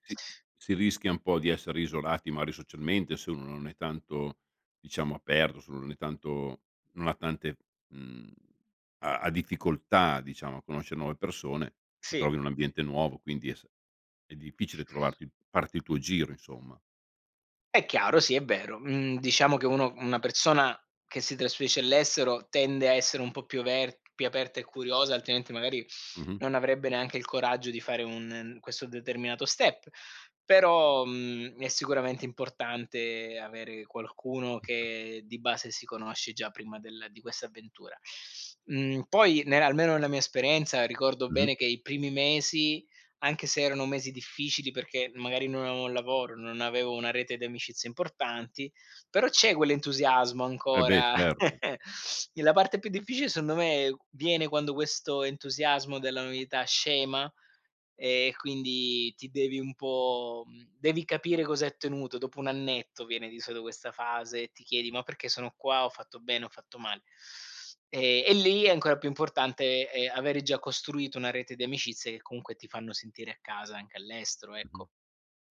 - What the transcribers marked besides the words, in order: other background noise; giggle; tapping
- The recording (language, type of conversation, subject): Italian, podcast, Che consigli daresti a chi vuole cominciare oggi?